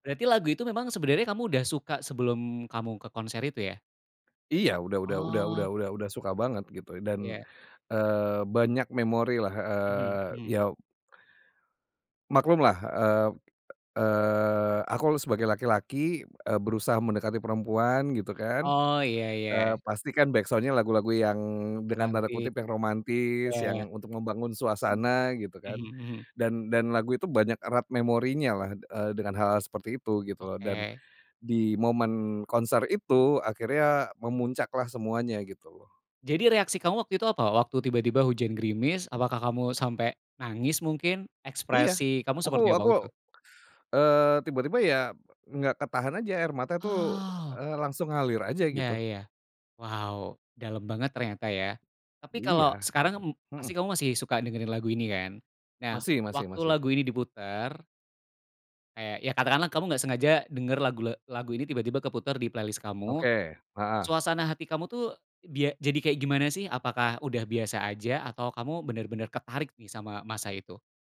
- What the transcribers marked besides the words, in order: tapping; alarm; other background noise; in English: "backsound-nya"; inhale; other noise; in English: "playlist"; tongue click
- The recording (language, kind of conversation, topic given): Indonesian, podcast, Apakah ada lagu yang selalu membuatmu bernostalgia, dan mengapa?